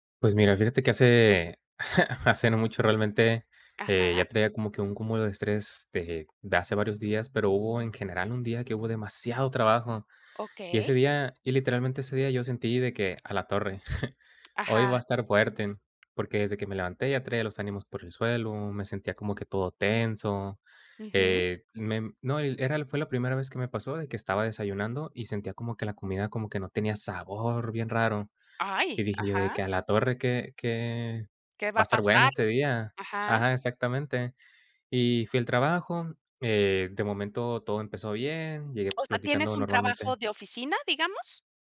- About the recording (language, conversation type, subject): Spanish, podcast, ¿Cómo manejas el estrés en días de mucho trabajo?
- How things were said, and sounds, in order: chuckle; stressed: "demasiado trabajo"; chuckle